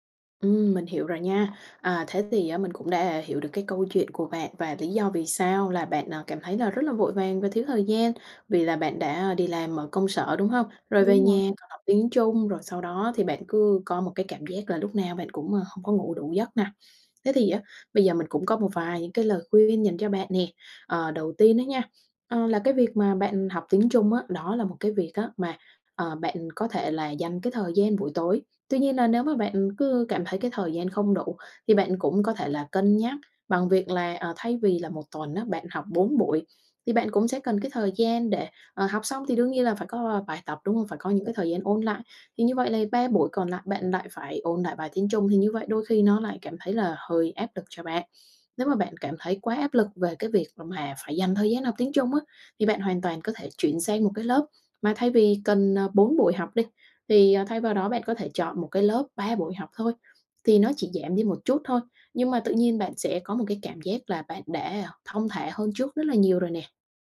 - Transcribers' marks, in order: other background noise; tapping
- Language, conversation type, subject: Vietnamese, advice, Làm sao để không còn cảm thấy vội vàng và thiếu thời gian vào mỗi buổi sáng?